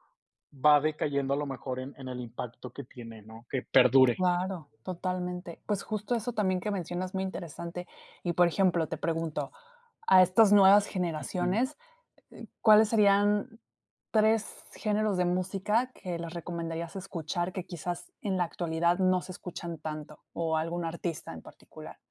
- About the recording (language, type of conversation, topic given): Spanish, podcast, ¿Qué música te conecta con recuerdos personales y por qué?
- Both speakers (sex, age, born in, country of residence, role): female, 35-39, Mexico, Mexico, host; male, 25-29, Mexico, Mexico, guest
- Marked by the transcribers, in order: none